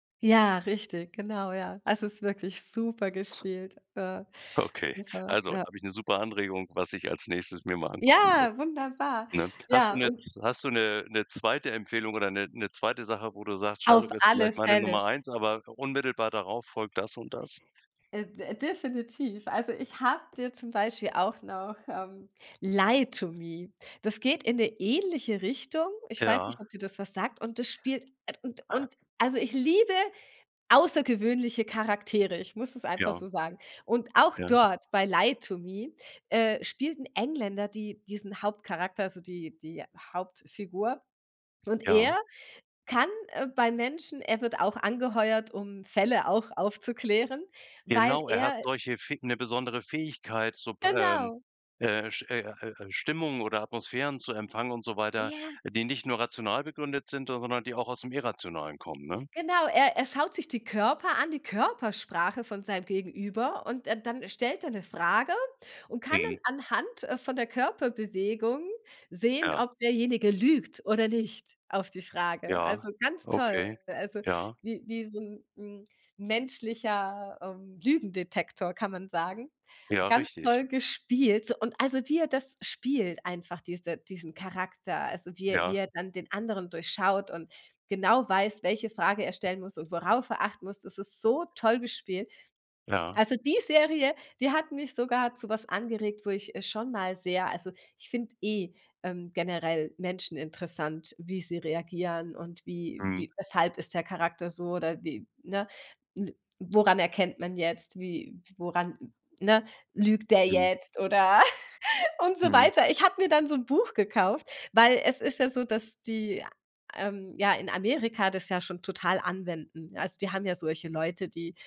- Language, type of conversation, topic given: German, podcast, Welche Serie empfiehlst du gerade und warum?
- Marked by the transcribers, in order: other background noise; joyful: "Ja, wunderbar"; drawn out: "Ja"; stressed: "liebe"; joyful: "Genau"; laugh